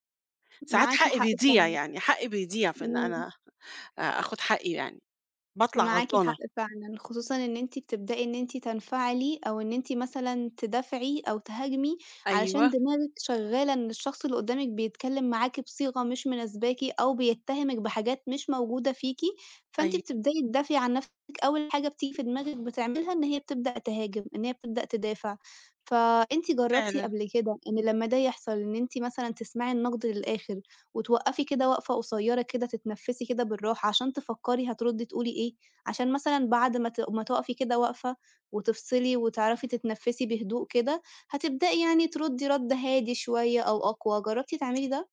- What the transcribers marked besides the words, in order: tapping; other background noise
- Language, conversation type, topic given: Arabic, advice, إزاي أبقى أقل حساسية للنقد وأرد بهدوء؟